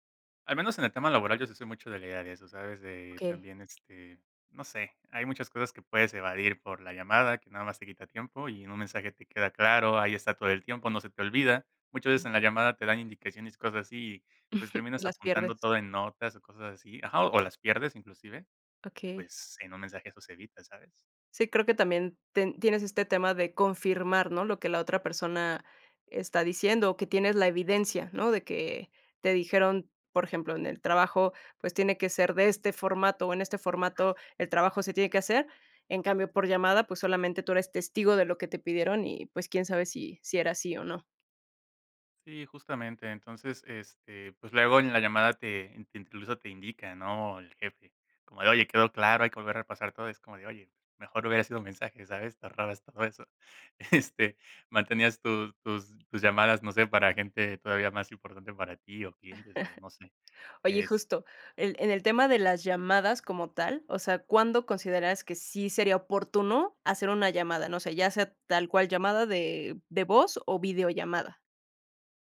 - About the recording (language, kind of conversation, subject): Spanish, podcast, ¿Prefieres hablar cara a cara, por mensaje o por llamada?
- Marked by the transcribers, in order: other background noise; laugh; laughing while speaking: "Este"; chuckle